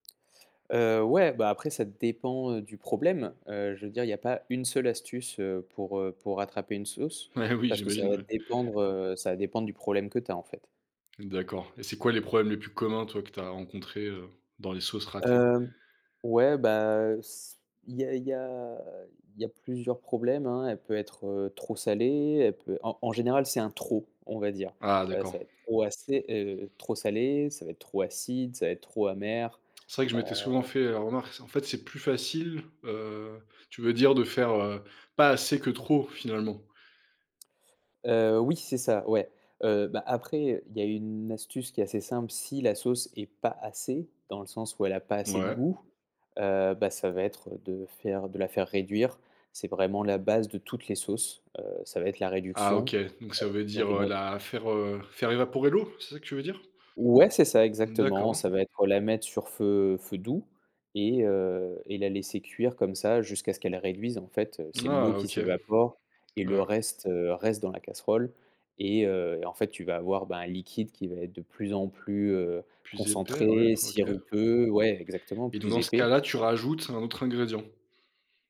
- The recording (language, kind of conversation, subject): French, podcast, As-tu une astuce pour rattraper une sauce ratée ?
- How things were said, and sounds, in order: other background noise